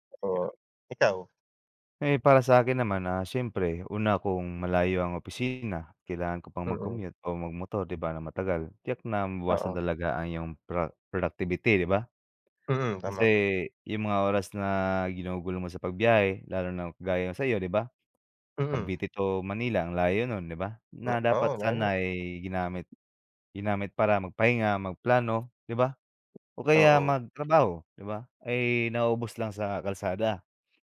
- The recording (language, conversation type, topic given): Filipino, unstructured, Mas pipiliin mo bang magtrabaho sa opisina o sa bahay?
- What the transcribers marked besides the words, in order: tapping